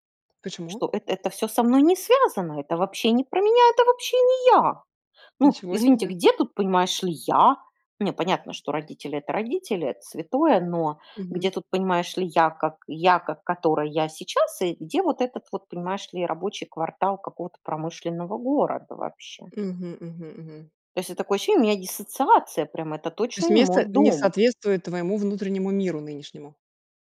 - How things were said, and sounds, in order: stressed: "не связано"; surprised: "не про меня, это вообще не я!"; surprised: "где тут, понимаешь ли, я?"
- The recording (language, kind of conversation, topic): Russian, podcast, Расскажи о месте, где ты чувствовал(а) себя чужим(ой), но тебя приняли как своего(ю)?